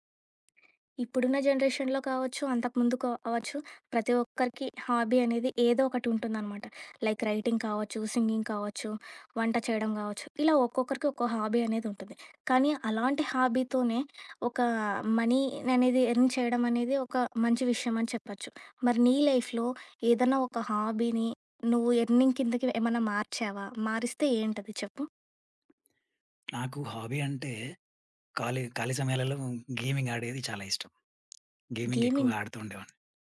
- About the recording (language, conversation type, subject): Telugu, podcast, హాబీని ఉద్యోగంగా మార్చాలనుకుంటే మొదట ఏమి చేయాలి?
- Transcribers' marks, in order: tapping; in English: "జనరేషన్‌లో"; in English: "హాబీ"; in English: "లైక్ రైటింగ్"; in English: "సింగింగ్"; in English: "హాబీ"; in English: "హాబీతోనే"; in English: "మనీ"; in English: "ఎర్న్"; in English: "లైఫ్‌లో"; in English: "హాబీని"; in English: "ఎర్నింగ్"; other background noise; in English: "హాబీ"; in English: "గేమింగ్"; in English: "గేమింగ్"; in English: "గేమింగ్"